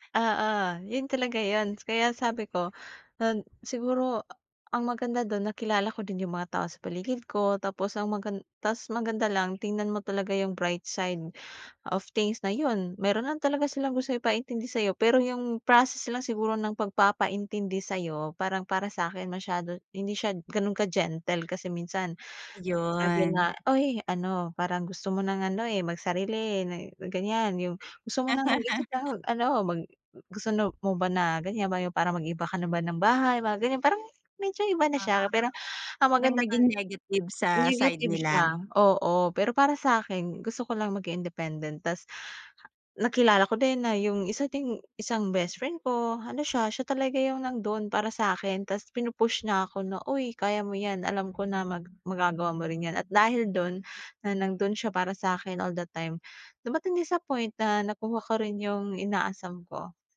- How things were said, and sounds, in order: in English: "bright side of things"; dog barking; laugh
- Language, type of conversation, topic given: Filipino, podcast, Paano mo nilalampasan ang panggigipit mula sa pamilya o mga kaibigan tungkol sa mga desisyon mo?